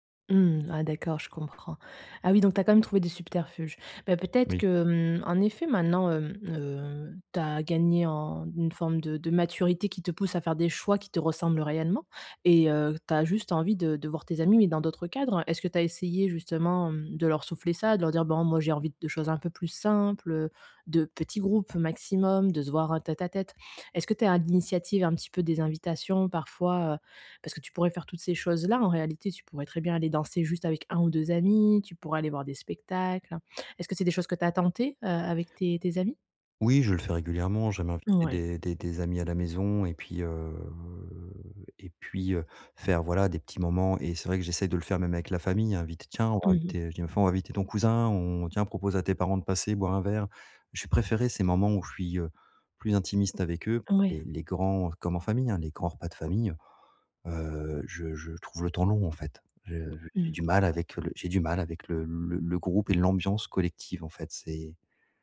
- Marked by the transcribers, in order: drawn out: "heu"; other background noise; stressed: "l'ambiance"
- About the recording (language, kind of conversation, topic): French, advice, Comment puis-je me sentir moins isolé(e) lors des soirées et des fêtes ?